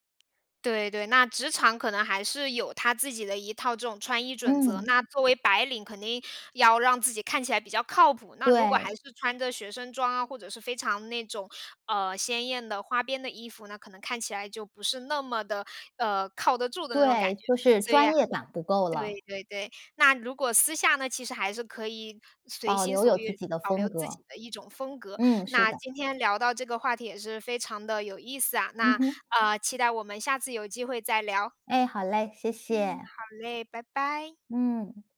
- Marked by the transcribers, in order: other background noise
- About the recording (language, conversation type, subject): Chinese, podcast, 你有没有过通过改变穿衣风格来重新塑造自己的经历？